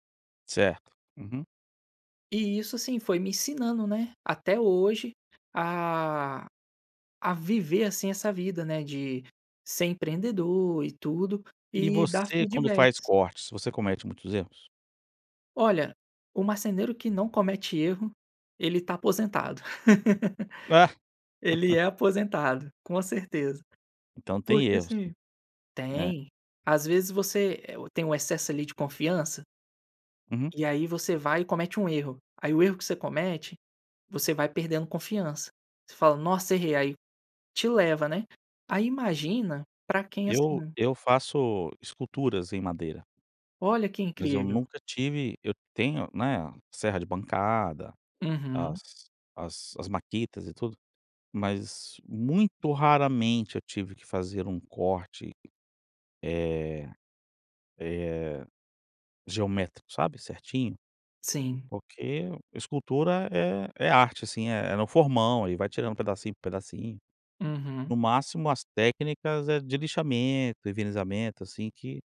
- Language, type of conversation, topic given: Portuguese, podcast, Como dar um feedback difícil sem perder a confiança da outra pessoa?
- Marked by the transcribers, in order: laugh